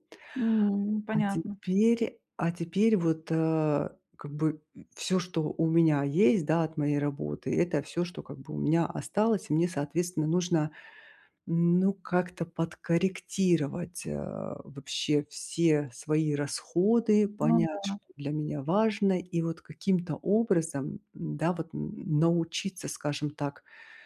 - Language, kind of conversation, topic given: Russian, advice, Как лучше управлять ограниченным бюджетом стартапа?
- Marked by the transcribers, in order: tapping